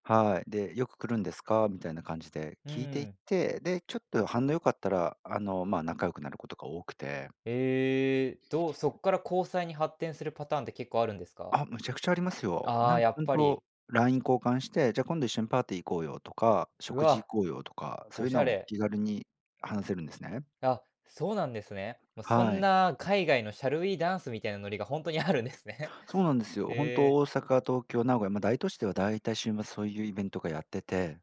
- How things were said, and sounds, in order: other background noise
- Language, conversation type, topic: Japanese, podcast, 新しい人とつながるとき、どのように話しかけ始めますか？